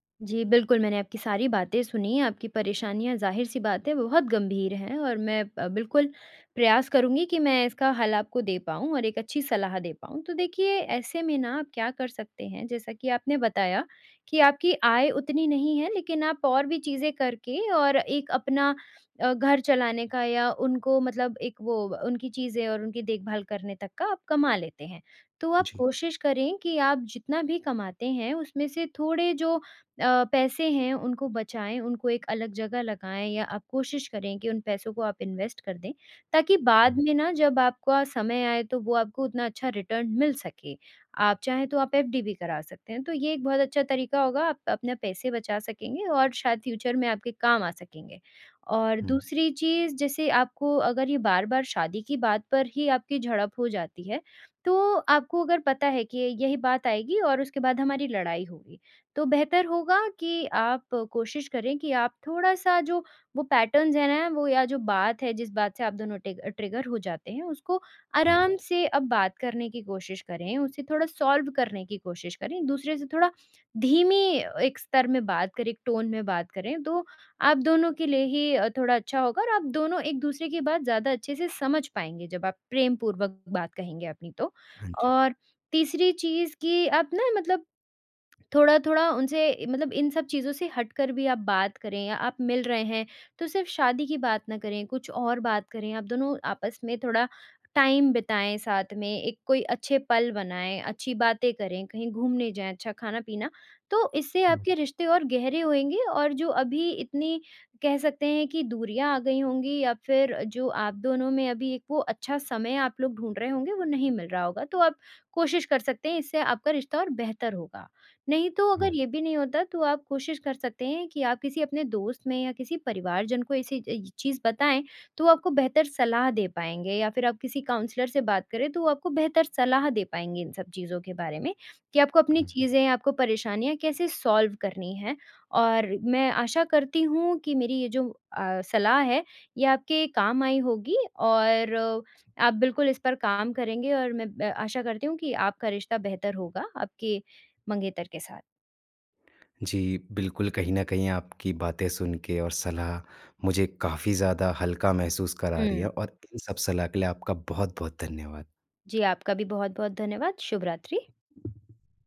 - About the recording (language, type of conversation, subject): Hindi, advice, क्या आपके साथी के साथ बार-बार तीखी झड़पें होती हैं?
- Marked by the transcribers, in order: in English: "इन्वेस्ट"; in English: "रिटर्न"; in English: "फ्यूचर"; in English: "पैटर्न्स"; in English: "टिग ट्रिगर"; in English: "सॉल्व"; in English: "टोन"; in English: "टाइम"; in English: "काउंसलर"; in English: "सॉल्व"; other background noise